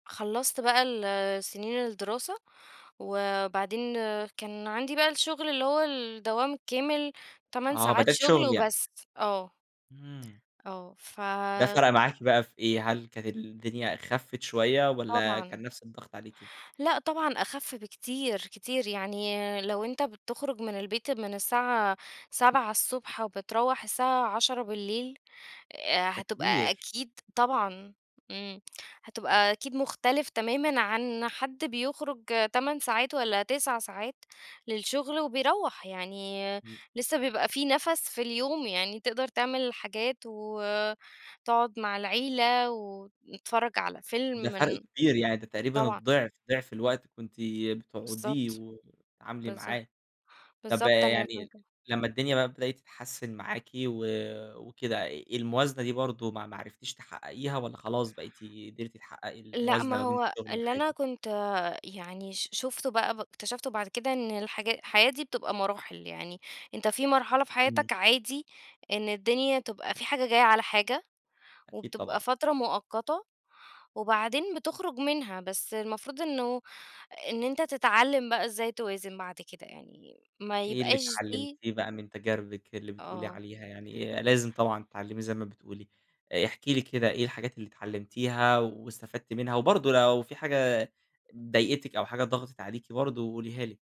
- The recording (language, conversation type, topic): Arabic, podcast, إزاي بتحافظ على توازن بين الشغل والحياة؟
- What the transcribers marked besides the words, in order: none